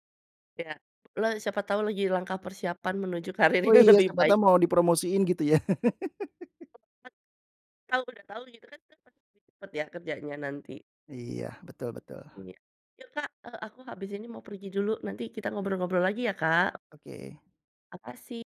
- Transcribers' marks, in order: laughing while speaking: "karir yang lebih baik"; laugh; other background noise; tapping
- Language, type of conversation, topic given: Indonesian, podcast, Bagaimana kamu menghadapi tekanan sosial saat harus mengambil keputusan?